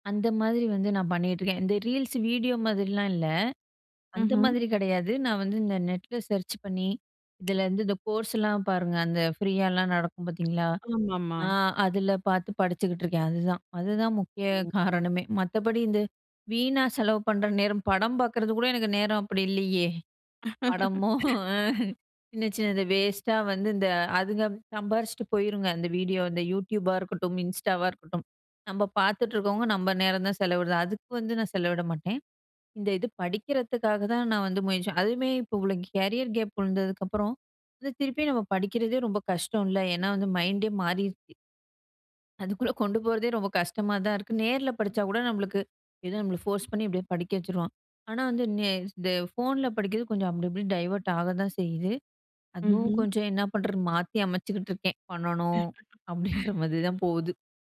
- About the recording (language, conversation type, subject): Tamil, podcast, ஒரு நாளில் நீங்கள் எவ்வளவு நேரம் திரையில் செலவிடுகிறீர்கள்?
- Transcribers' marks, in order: in English: "நெட்ல சர்ச்"; in English: "கோர்ஸ்லாம்"; other background noise; chuckle; chuckle; laugh; in English: "கேரியர் கேப்"; in English: "மைண்டே"; laughing while speaking: "அதுக்குள்ள கொண்டு போறதே ரொம்ப கஷ்டமா தான் இருக்கு"; in English: "ஃபோர்ஸ்"; in English: "டைவர்ட்"; laughing while speaking: "அதுவும் கொஞ்சம் என்ன பண்ணுறது? மாத்தி அமைச்சுக்கிட்ருக்கேன். பண்ணணும், அப்படின்ற மாதிரி தான் போகுது"; laugh